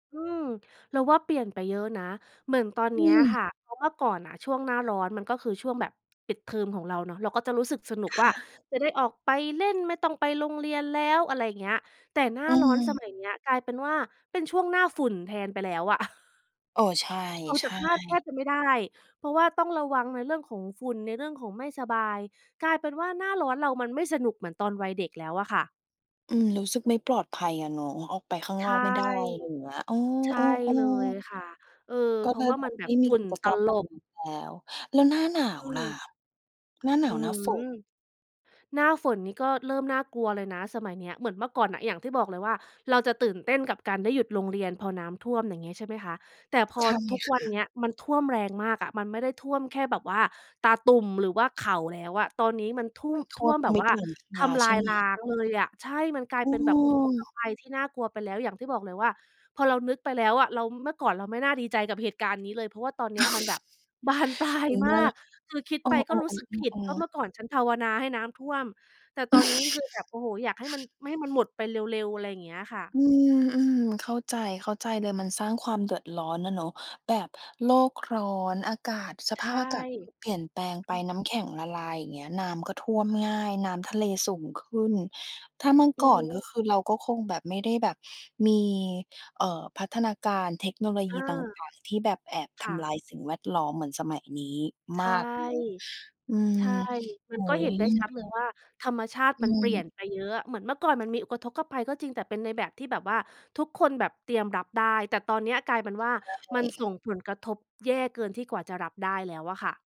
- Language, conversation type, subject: Thai, podcast, ความทรงจำในวัยเด็กของคุณเกี่ยวกับช่วงเปลี่ยนฤดูเป็นอย่างไร?
- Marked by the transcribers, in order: tapping; chuckle; background speech; other background noise; other noise; laughing while speaking: "บานปลาย"; chuckle; unintelligible speech; "อุทกภัย" said as "อุกะทกภัย"